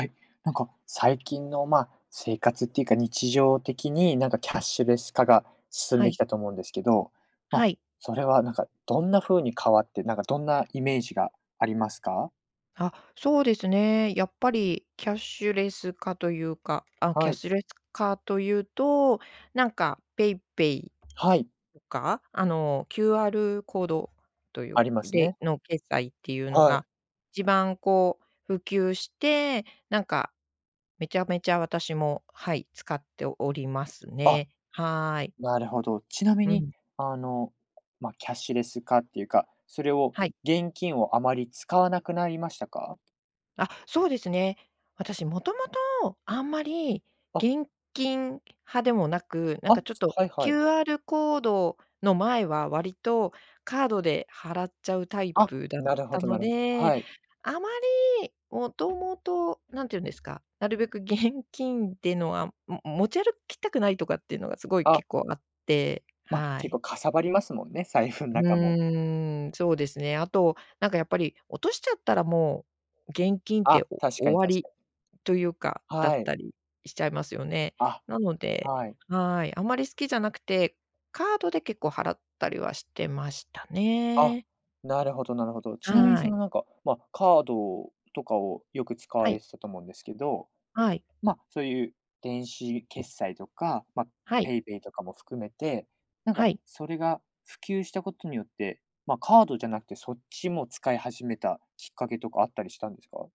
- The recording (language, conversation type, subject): Japanese, podcast, キャッシュレス化で日常はどのように変わりましたか？
- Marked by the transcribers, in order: tapping; other background noise